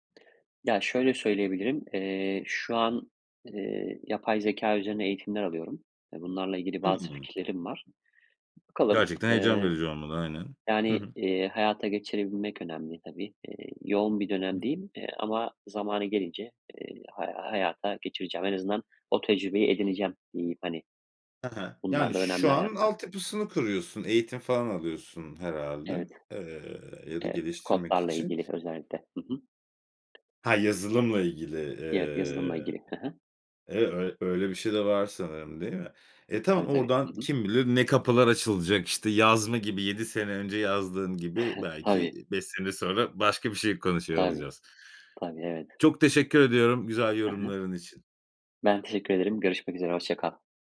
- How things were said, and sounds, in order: other background noise; tapping; chuckle
- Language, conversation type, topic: Turkish, podcast, Kendini geliştirmek için hangi alışkanlıkları edindin?